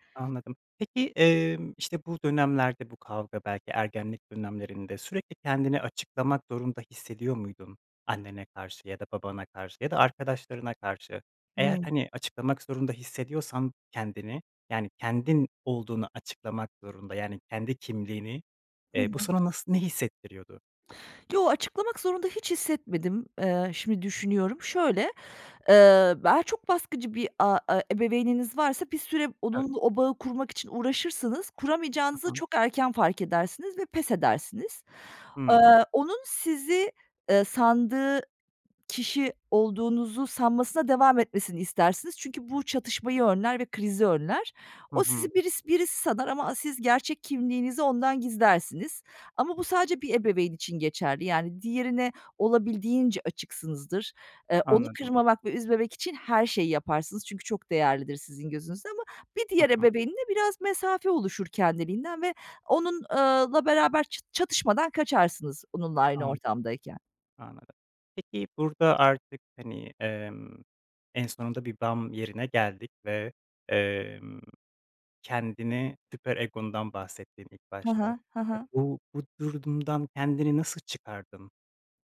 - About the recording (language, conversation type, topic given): Turkish, podcast, Ailenizin beklentileri seçimlerinizi nasıl etkiledi?
- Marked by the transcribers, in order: "durumdan" said as "durdumdan"